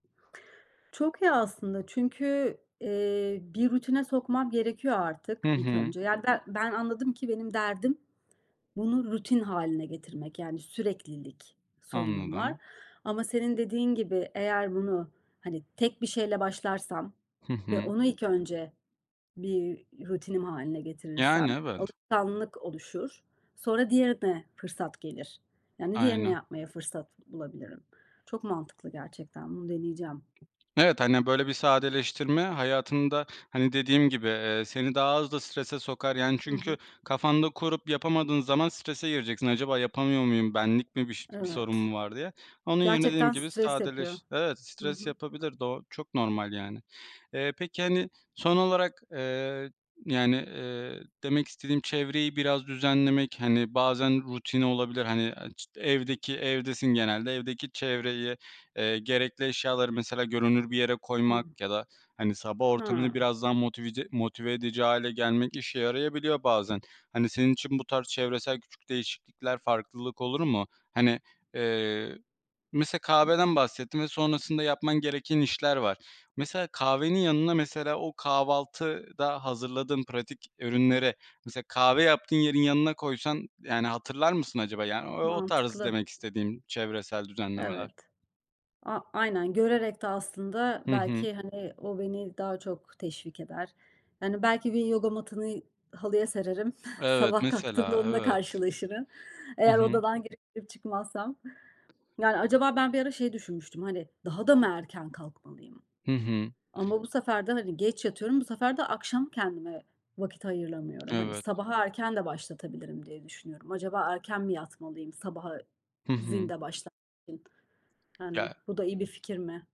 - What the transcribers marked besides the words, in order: other background noise; tapping; chuckle; unintelligible speech; unintelligible speech
- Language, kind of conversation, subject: Turkish, advice, Sabah rutinine uymakta neden zorlanıyorsun?
- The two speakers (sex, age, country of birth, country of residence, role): female, 40-44, Turkey, Germany, user; male, 25-29, Turkey, Poland, advisor